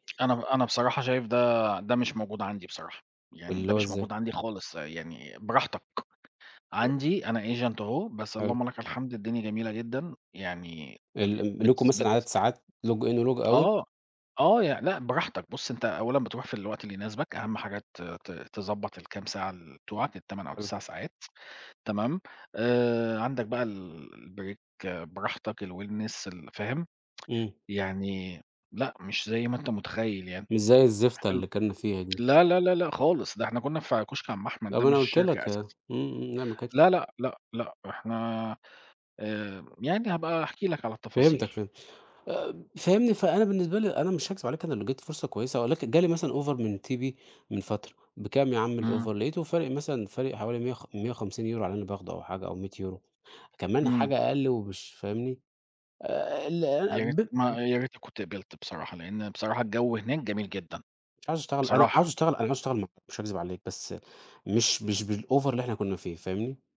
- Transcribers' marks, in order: tsk; other noise; in English: "agent"; tsk; in English: "log in وlog out؟"; in English: "الbreak"; in English: "الwellness"; tsk; in English: "offer"; in English: "الoffer؟"; unintelligible speech; in English: "بالoffer"
- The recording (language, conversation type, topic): Arabic, unstructured, بتحب تقضي وقتك مع العيلة ولا مع صحابك، وليه؟